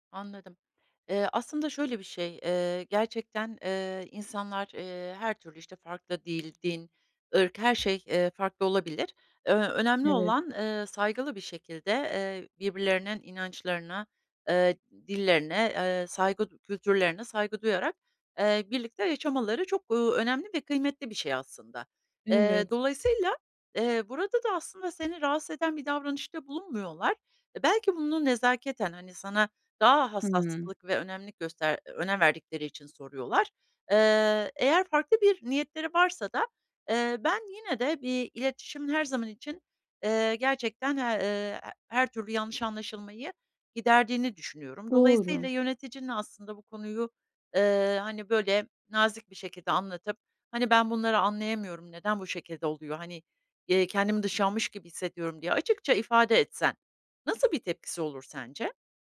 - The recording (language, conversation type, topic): Turkish, advice, Kutlamalarda kendimi yalnız ve dışlanmış hissediyorsam arkadaş ortamında ne yapmalıyım?
- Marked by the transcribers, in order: tapping; other background noise